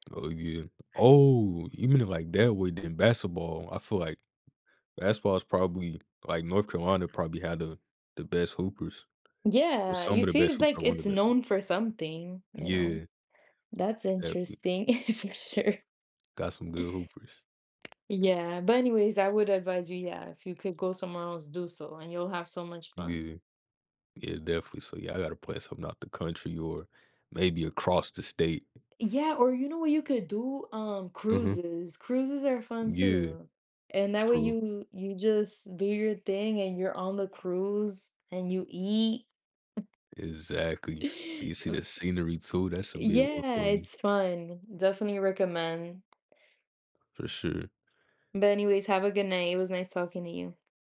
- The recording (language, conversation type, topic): English, unstructured, What are some common travel scams and how can you protect yourself while exploring new places?
- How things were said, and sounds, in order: other background noise; chuckle; laughing while speaking: "for sure"; chuckle; tapping; inhale; unintelligible speech